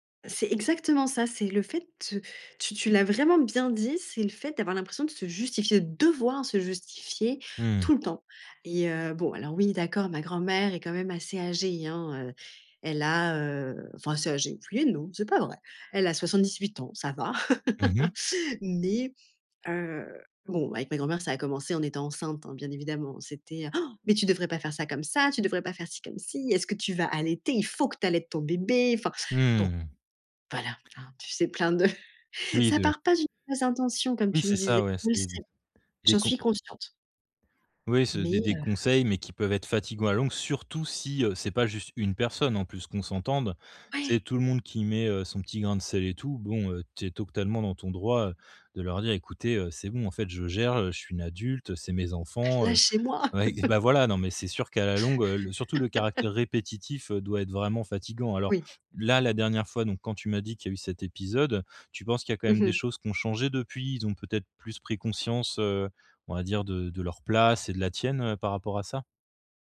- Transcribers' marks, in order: stressed: "devoir"; chuckle; gasp; stressed: "faut"; chuckle; chuckle
- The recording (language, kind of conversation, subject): French, advice, Quelle pression sociale ressens-tu lors d’un repas entre amis ou en famille ?